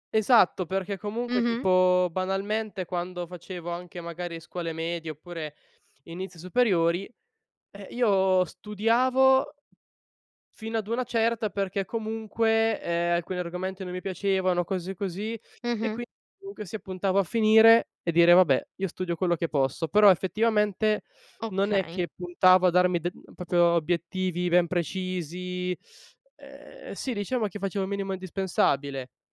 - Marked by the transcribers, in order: "proprio" said as "propio"
- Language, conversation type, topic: Italian, podcast, Come mantieni la motivazione nel lungo periodo?